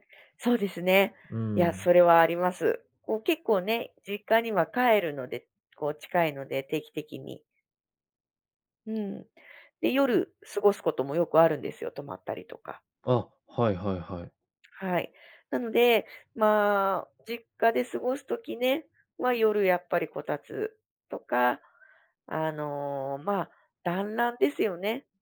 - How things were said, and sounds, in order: none
- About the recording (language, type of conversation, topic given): Japanese, podcast, 夜、家でほっとする瞬間はいつですか？